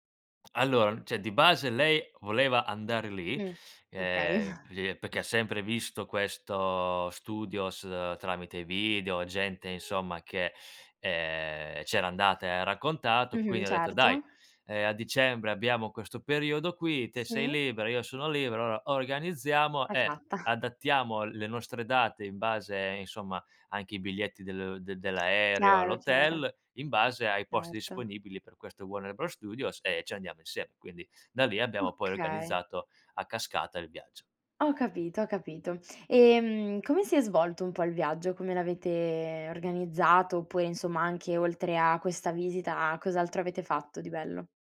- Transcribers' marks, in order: "cioè" said as "ceh"; chuckle; "allora" said as "alloa"; laughing while speaking: "Esatto"
- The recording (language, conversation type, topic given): Italian, podcast, Mi racconti di un viaggio che ti ha cambiato la vita?